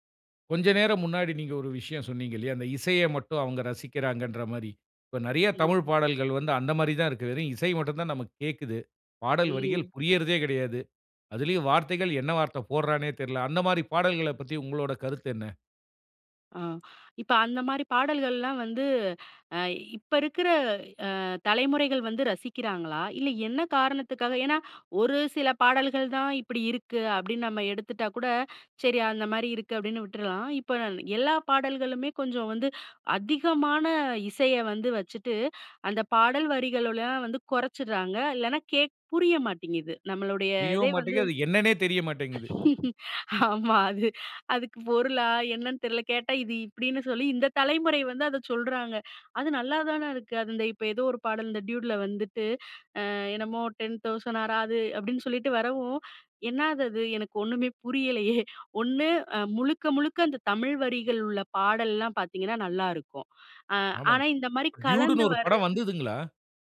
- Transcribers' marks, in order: "கேக்க" said as "கேக்"; other background noise; chuckle; chuckle
- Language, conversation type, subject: Tamil, podcast, மொழி உங்கள் பாடல்களை ரசிப்பதில் எந்த விதமாக பங்காற்றுகிறது?